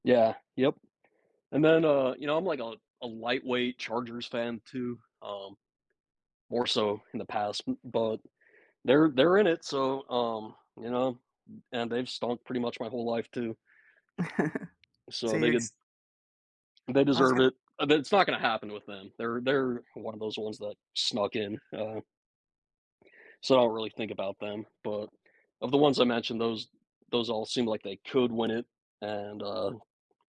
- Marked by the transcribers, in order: tapping; chuckle
- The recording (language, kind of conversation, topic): English, unstructured, How do championship moments in sports create lasting memories for fans?
- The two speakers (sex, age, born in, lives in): female, 50-54, United States, United States; male, 40-44, United States, United States